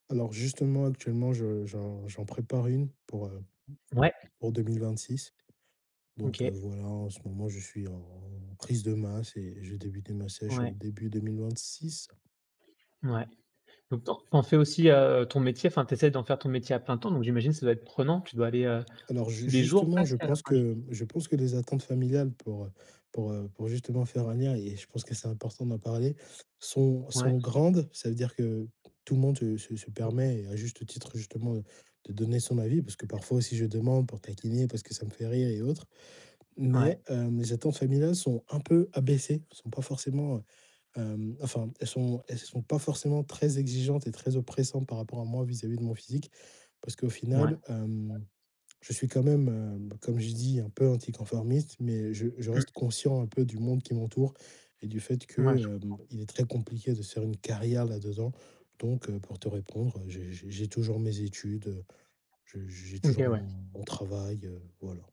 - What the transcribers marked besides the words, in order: tapping; other background noise
- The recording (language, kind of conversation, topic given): French, podcast, Comment gères-tu les attentes de ta famille concernant ton apparence ?
- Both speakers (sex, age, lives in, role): male, 20-24, France, guest; male, 30-34, France, host